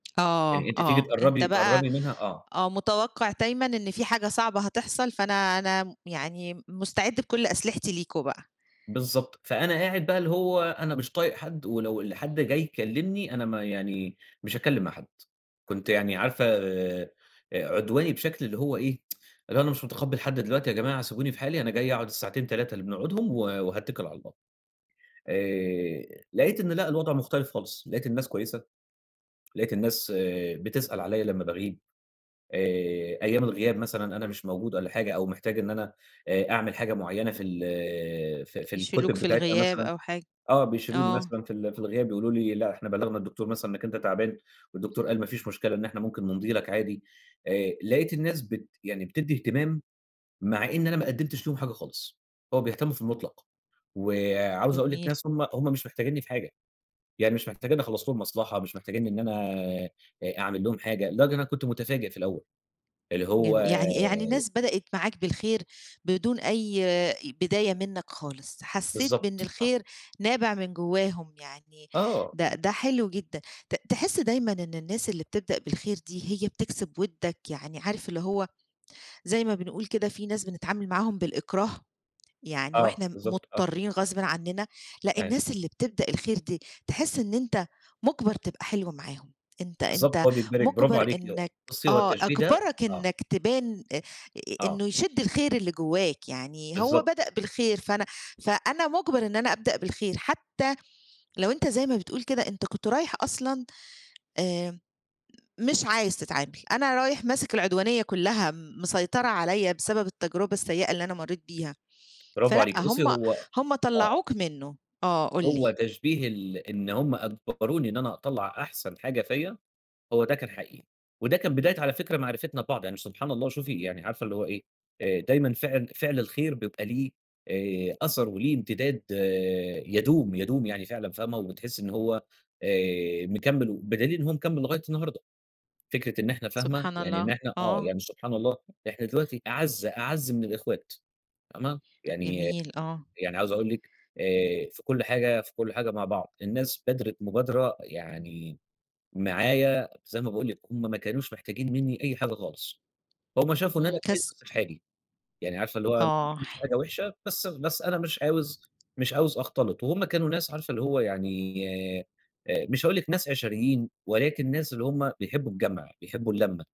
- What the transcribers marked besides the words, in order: "دايمًا" said as "تايمًا"; tapping; tsk; unintelligible speech; unintelligible speech
- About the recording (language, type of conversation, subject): Arabic, podcast, إزاي تعرف إنك أخيرًا لقيت الشخص المناسب ليك؟